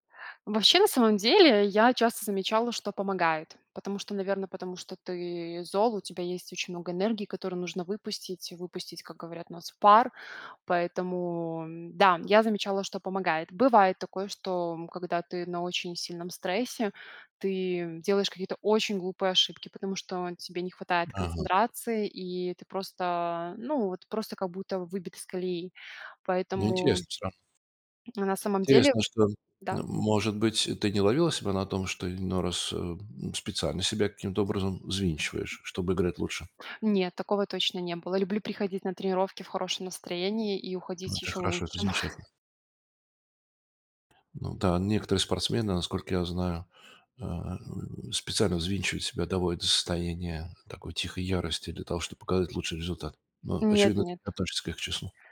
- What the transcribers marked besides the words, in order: tapping; other background noise; chuckle
- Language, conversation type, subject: Russian, podcast, Как вы справляетесь со стрессом в повседневной жизни?